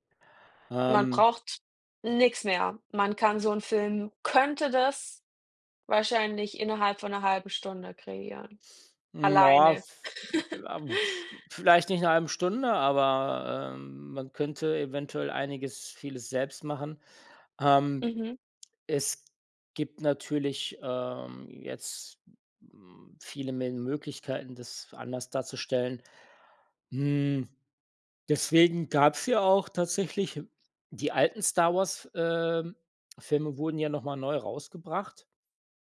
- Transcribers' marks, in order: laugh
- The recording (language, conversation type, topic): German, unstructured, Wie hat sich die Darstellung von Technologie in Filmen im Laufe der Jahre entwickelt?